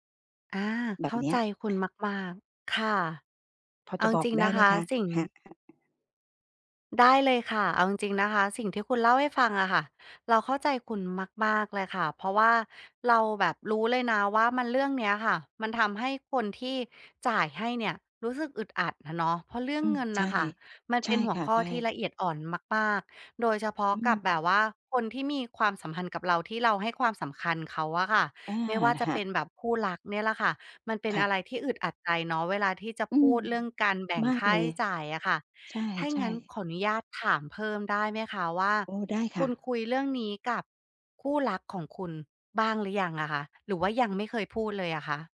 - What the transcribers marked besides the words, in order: other background noise; tapping
- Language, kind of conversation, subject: Thai, advice, คุณควรเริ่มคุยเรื่องแบ่งค่าใช้จ่ายกับเพื่อนหรือคนรักอย่างไรเมื่อรู้สึกอึดอัด?